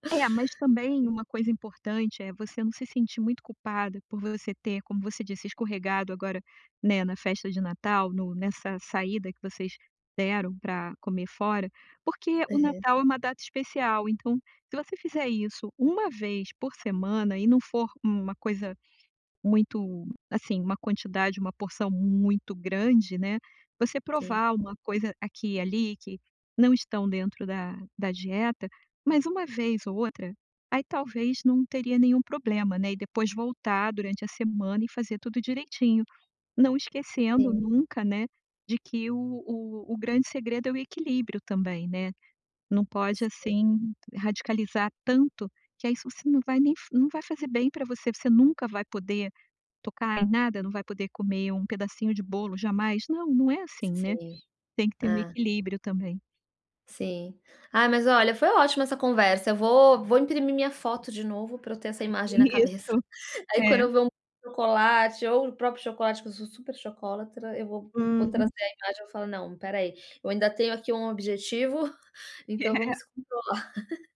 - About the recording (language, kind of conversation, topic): Portuguese, advice, Como posso equilibrar indulgências com minhas metas nutricionais ao comer fora?
- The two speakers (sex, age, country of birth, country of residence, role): female, 40-44, Brazil, United States, user; female, 55-59, Brazil, United States, advisor
- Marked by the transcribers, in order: other background noise; tapping; chuckle; laugh; chuckle